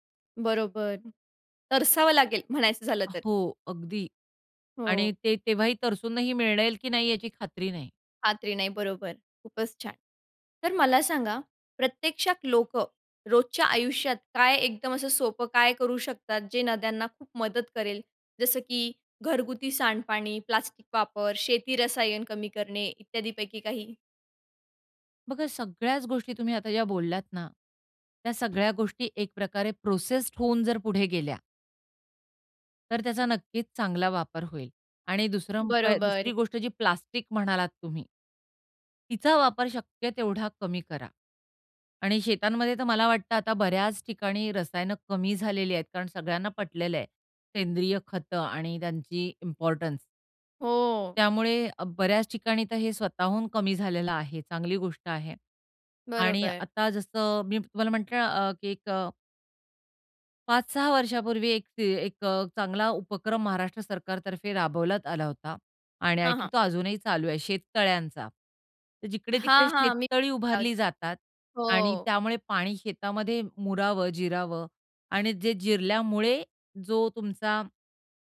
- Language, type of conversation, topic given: Marathi, podcast, नद्या आणि ओढ्यांचे संरक्षण करण्यासाठी लोकांनी काय करायला हवे?
- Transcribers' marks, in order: tapping; other background noise; in English: "इम्पोर्टन्स"; in English: "आय थिंक"; unintelligible speech